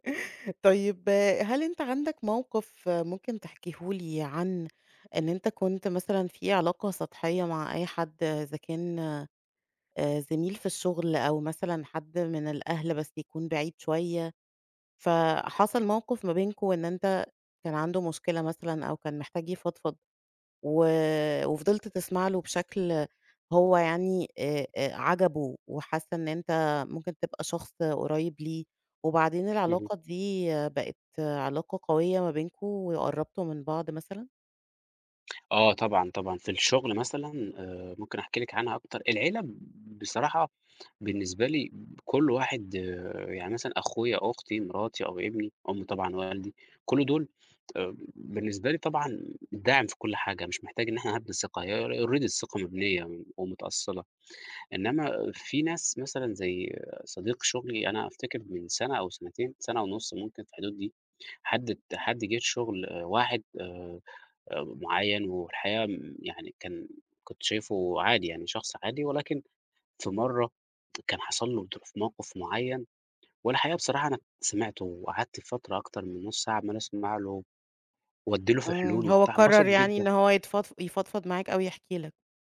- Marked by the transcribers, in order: in English: "already"; tsk; unintelligible speech
- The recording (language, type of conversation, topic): Arabic, podcast, إزاي بتستخدم الاستماع عشان تبني ثقة مع الناس؟